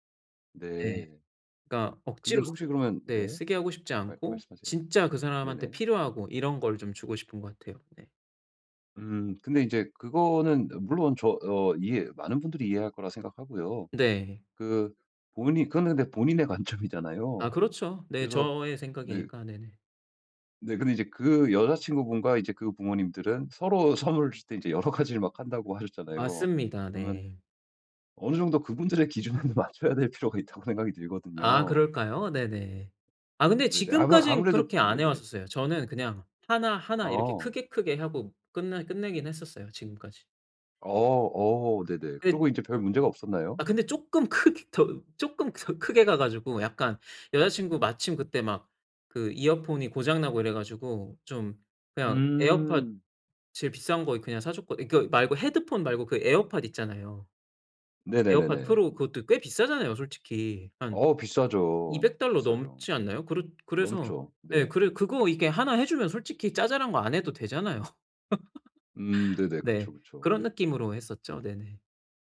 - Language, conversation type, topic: Korean, advice, 누군가에게 줄 선물을 고를 때 무엇을 먼저 고려해야 하나요?
- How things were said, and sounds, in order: laughing while speaking: "관점이잖아요"; laughing while speaking: "선물을 주실 때 인제 여러 가지를 막 한다.고 하셨잖아요"; laughing while speaking: "그분들의 기준에 맞춰야 될 필요가 있다고 생각이 들거든요"; other background noise; laughing while speaking: "되잖아요"; laugh